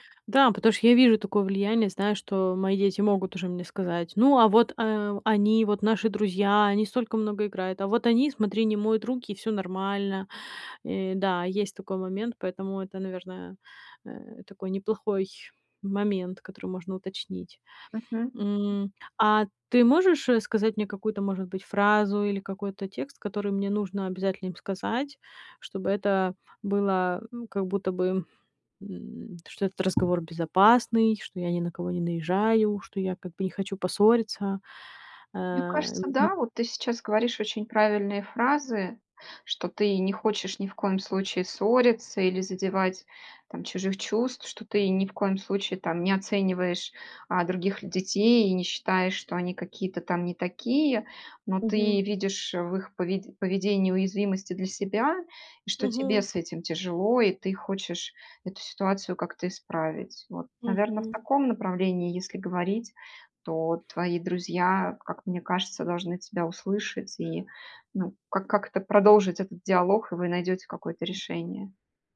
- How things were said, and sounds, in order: other noise
- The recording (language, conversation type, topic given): Russian, advice, Как сказать другу о его неудобном поведении, если я боюсь конфликта?